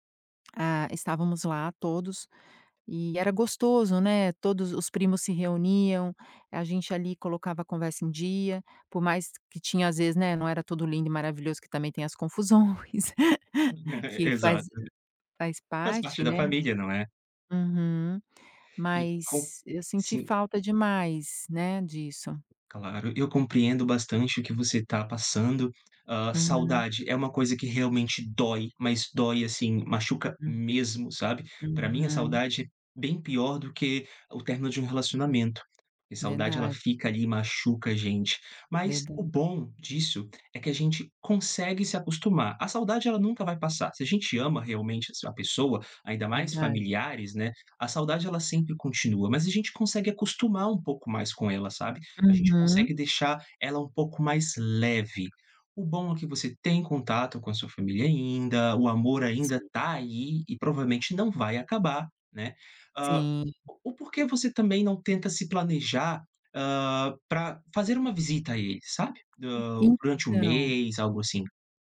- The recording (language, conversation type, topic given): Portuguese, advice, Como lidar com a culpa por deixar a família e os amigos para trás?
- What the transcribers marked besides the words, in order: chuckle; tapping; laughing while speaking: "confusões"